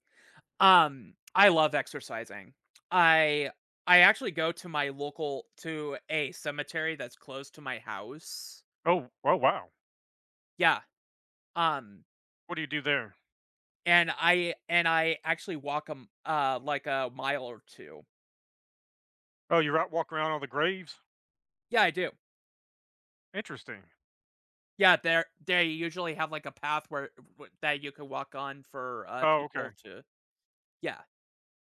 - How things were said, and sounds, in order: none
- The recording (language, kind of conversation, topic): English, unstructured, What helps you recharge when life gets overwhelming?